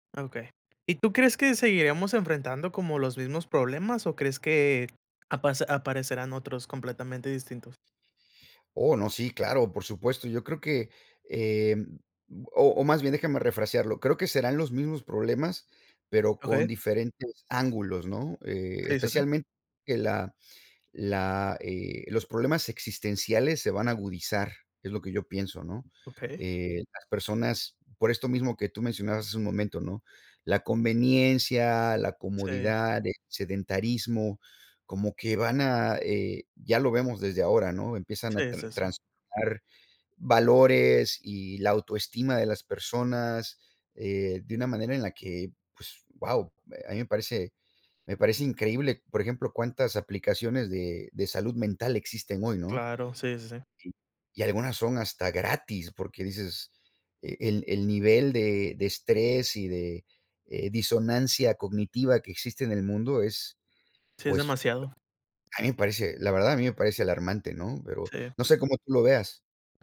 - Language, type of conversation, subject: Spanish, unstructured, ¿Cómo te imaginas el mundo dentro de 100 años?
- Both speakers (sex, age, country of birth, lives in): male, 20-24, Mexico, United States; male, 50-54, United States, United States
- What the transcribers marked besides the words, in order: none